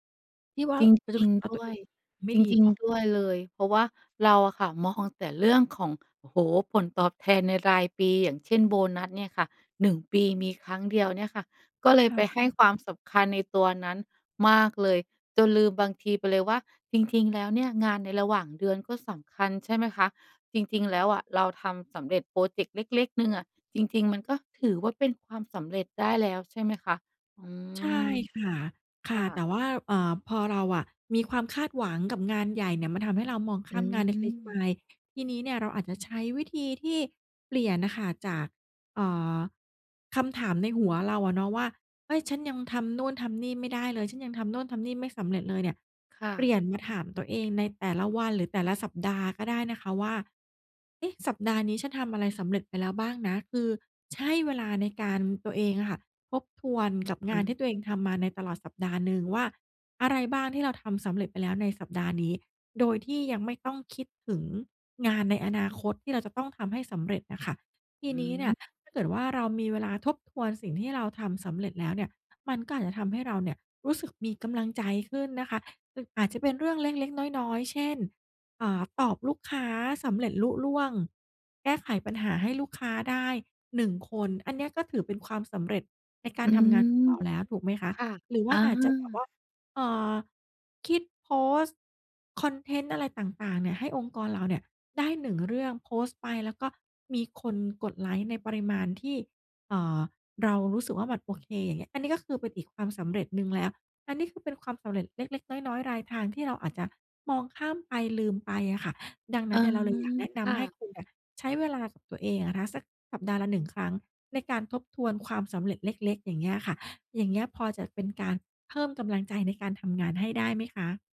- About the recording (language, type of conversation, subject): Thai, advice, ทำอย่างไรถึงจะไม่มองข้ามความสำเร็จเล็ก ๆ และไม่รู้สึกท้อกับเป้าหมายของตัวเอง?
- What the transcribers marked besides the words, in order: unintelligible speech